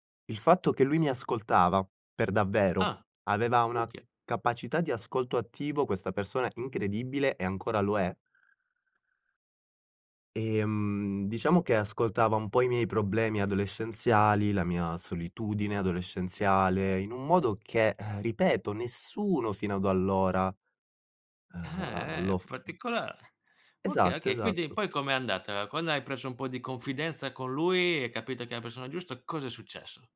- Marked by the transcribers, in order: surprised: "Ah"; "okay" said as "oka"; stressed: "nessuno"; other background noise
- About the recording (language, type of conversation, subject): Italian, podcast, Com'è stato quando hai conosciuto il tuo mentore o una guida importante?